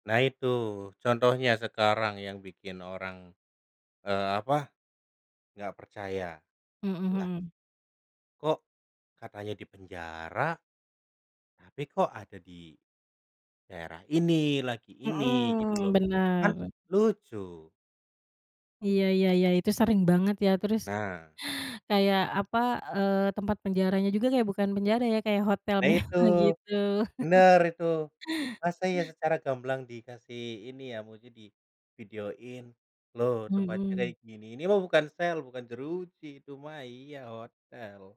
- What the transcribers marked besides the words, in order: tapping; laughing while speaking: "mewah"; laugh
- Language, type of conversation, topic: Indonesian, unstructured, Bagaimana pendapatmu tentang korupsi dalam pemerintahan saat ini?